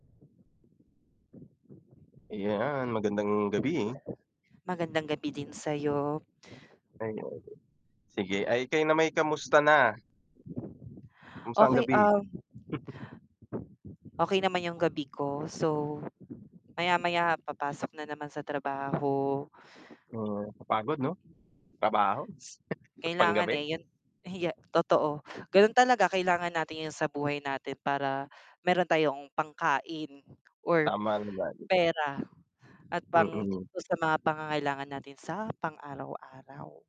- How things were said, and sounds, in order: wind; static; distorted speech; chuckle; chuckle; tapping
- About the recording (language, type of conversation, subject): Filipino, unstructured, Sa tingin mo, bakit mahirap tanggapin ang kamatayan?